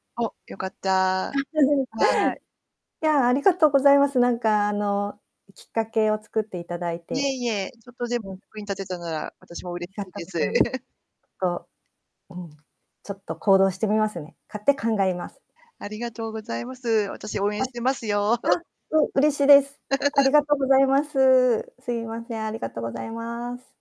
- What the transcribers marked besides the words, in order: static; unintelligible speech; distorted speech; chuckle; unintelligible speech; chuckle; laugh
- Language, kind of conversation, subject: Japanese, advice, 新しい恋を始めたいのに、まだ元恋人に未練があるのはどうしたらいいですか？